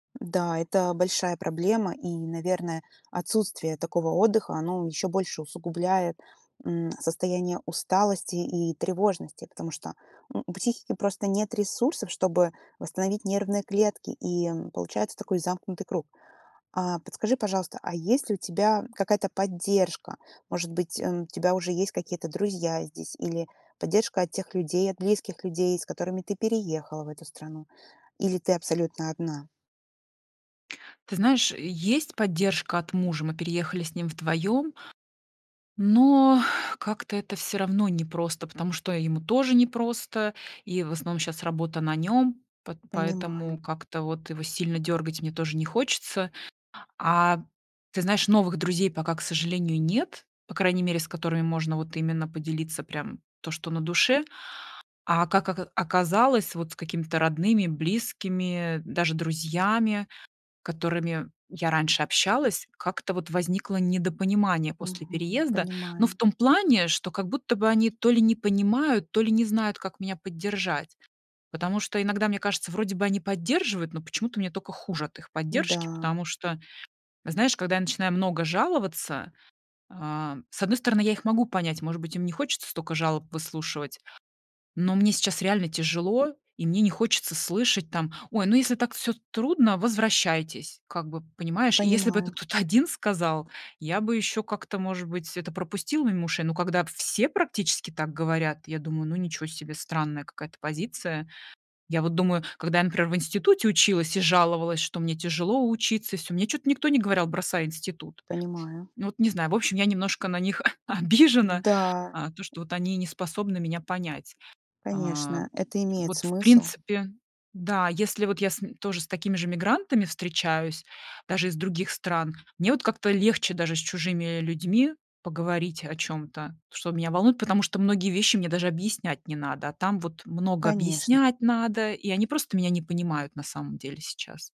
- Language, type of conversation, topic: Russian, advice, Как безопасно и уверенно переехать в другой город и начать жизнь с нуля?
- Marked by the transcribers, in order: laughing while speaking: "о обижена"; tapping